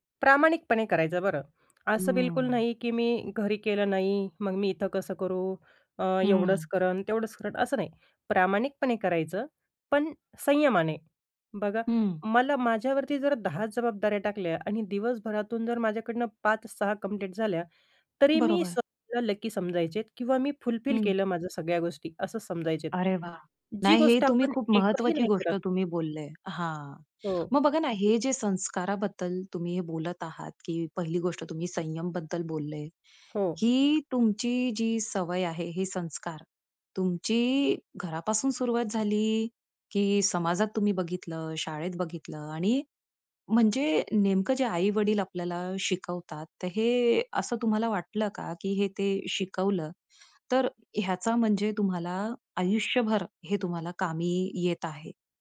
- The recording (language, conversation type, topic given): Marathi, podcast, कठीण प्रसंगी तुमच्या संस्कारांनी कशी मदत केली?
- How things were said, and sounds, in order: tapping; "करेन" said as "करन"; "करेन" said as "करन"; in English: "फुलफील"